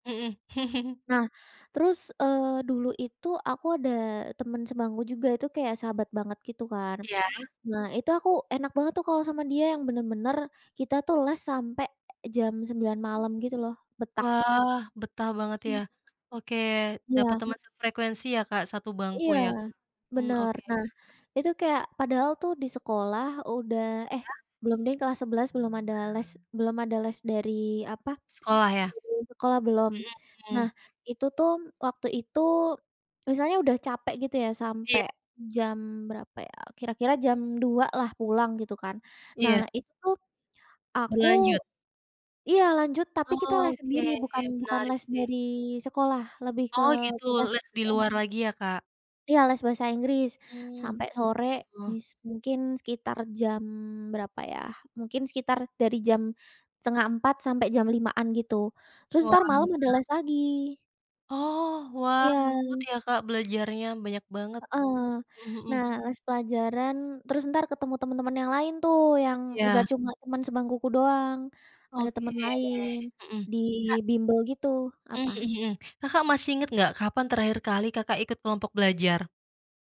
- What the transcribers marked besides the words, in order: laugh; tapping
- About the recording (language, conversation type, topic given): Indonesian, podcast, Bagaimana pengalamanmu belajar bersama teman atau kelompok belajar?